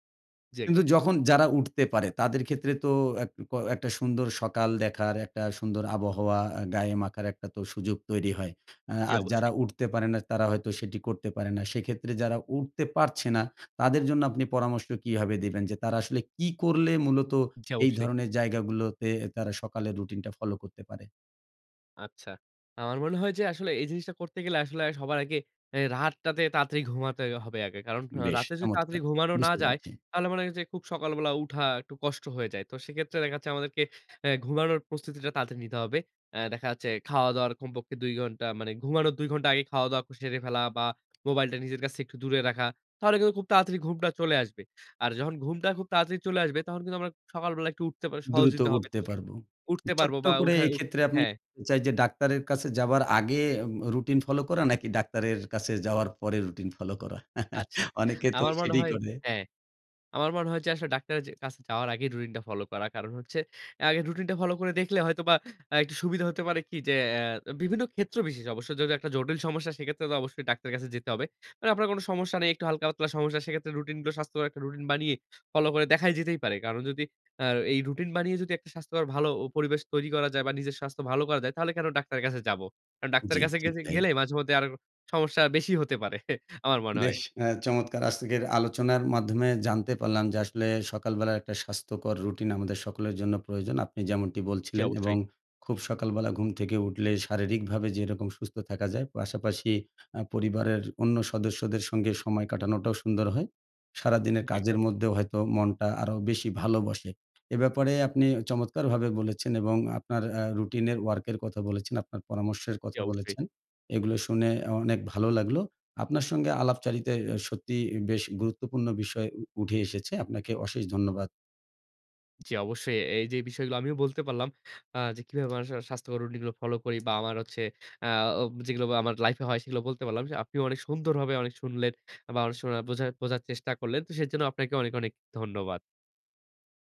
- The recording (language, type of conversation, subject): Bengali, podcast, তুমি কীভাবে একটি স্বাস্থ্যকর সকালের রুটিন তৈরি করো?
- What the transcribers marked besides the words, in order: unintelligible speech; chuckle; laughing while speaking: "অনেকে তো সেটাই করে"; scoff; "আজকের" said as "আজতেকের"; unintelligible speech